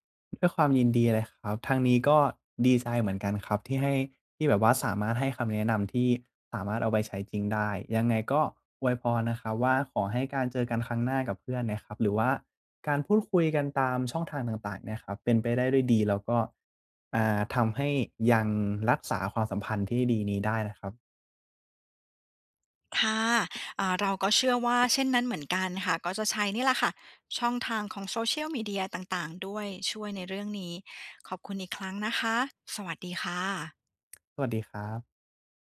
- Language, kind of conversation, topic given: Thai, advice, ทำอย่างไรให้รักษาและสร้างมิตรภาพให้ยืนยาวและแน่นแฟ้นขึ้น?
- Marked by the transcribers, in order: tapping